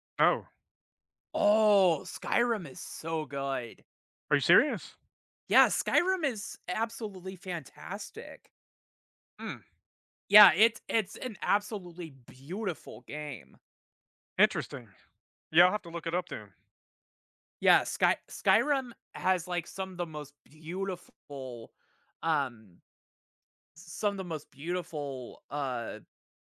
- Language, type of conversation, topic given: English, unstructured, What helps you recharge when life gets overwhelming?
- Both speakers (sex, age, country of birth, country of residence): male, 20-24, United States, United States; male, 50-54, United States, United States
- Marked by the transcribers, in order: drawn out: "Oh"